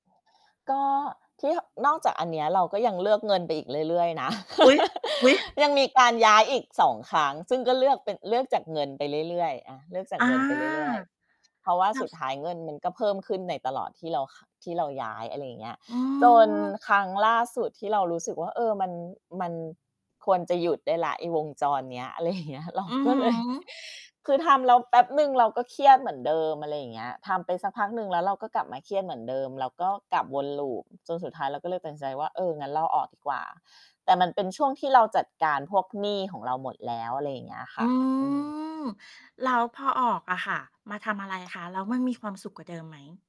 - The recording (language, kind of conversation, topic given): Thai, podcast, เวลาเปลี่ยนงาน คุณเลือกเงินหรือความสุขมากกว่ากัน และตัดสินใจจากอะไร?
- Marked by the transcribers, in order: laugh; tapping; distorted speech; laughing while speaking: "อะไรอย่างเงี้ย เราก็เลย"; other background noise